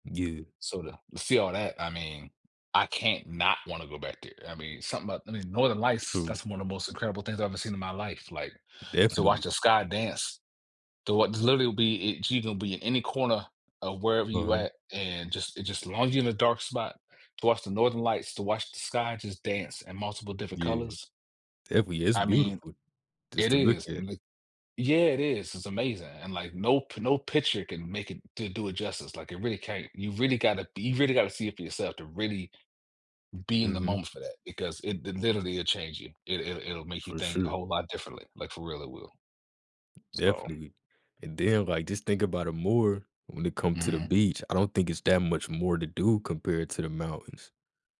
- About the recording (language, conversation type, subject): English, unstructured, What makes you prefer the beach or the mountains for a relaxing getaway?
- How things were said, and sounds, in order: tapping